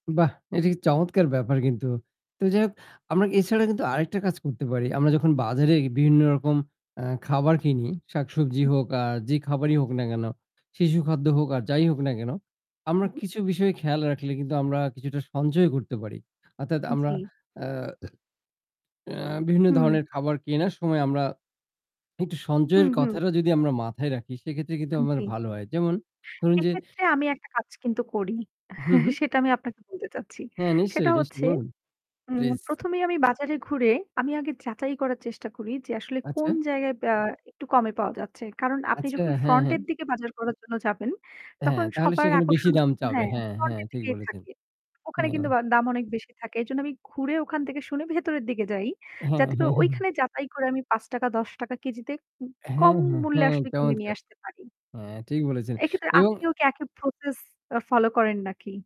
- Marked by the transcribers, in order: static; chuckle; chuckle
- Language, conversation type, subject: Bengali, unstructured, খাবারের দাম বেড়ে যাওয়াকে আপনি কীভাবে মোকাবেলা করেন?